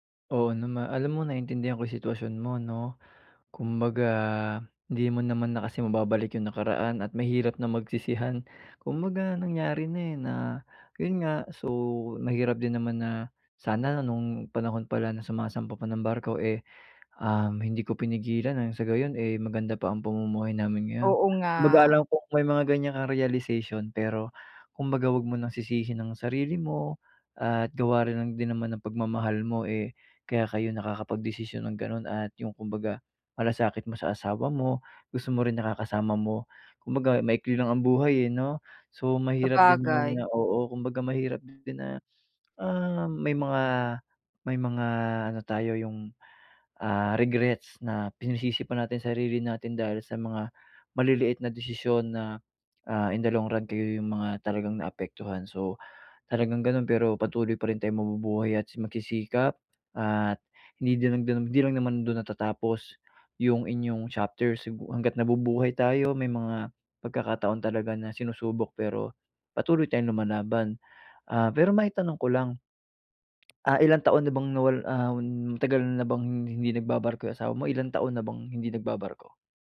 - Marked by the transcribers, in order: in English: "in the long run"; tapping
- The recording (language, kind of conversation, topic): Filipino, advice, Paano ko haharapin ang damdamin ko kapag nagbago ang aking katayuan?